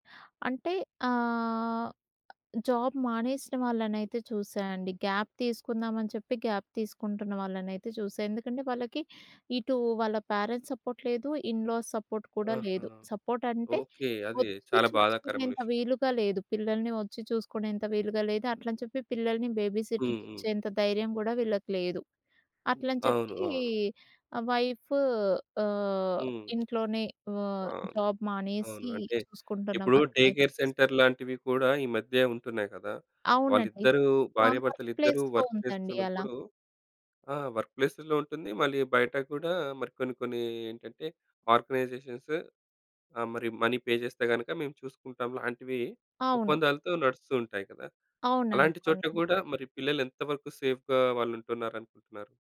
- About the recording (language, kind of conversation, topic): Telugu, podcast, పని లక్ష్యాలు కుటుంబ జీవనంతో ఎలా సమతుల్యం చేసుకుంటారు?
- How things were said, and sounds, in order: tapping; in English: "జాబ్"; in English: "గాప్"; in English: "గాప్"; in English: "ప్యారెంట్స్ సపోర్ట్"; in English: "ఇన్ లాస్ సపోర్ట్"; in English: "సపోర్ట్"; in English: "బేబీసిటర్‌కి"; in English: "జాబ్"; in English: "డే కేర్ సెంటర్"; in English: "లైఫ్"; in English: "వర్క్ ప్లేస్‌లో"; in English: "వర్క్"; in English: "వర్క్"; in English: "ఆర్గనైజేషన్స్"; in English: "మనీ పే"; in English: "సేఫ్‌గా"